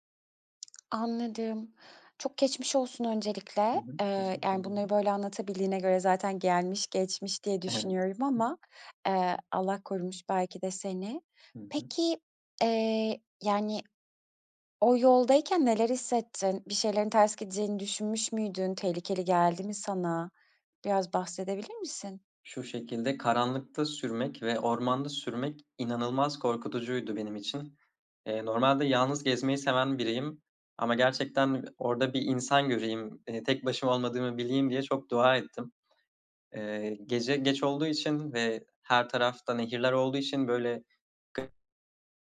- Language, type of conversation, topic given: Turkish, podcast, Bisiklet sürmeyi nasıl öğrendin, hatırlıyor musun?
- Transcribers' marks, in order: lip smack; other noise; tapping; unintelligible speech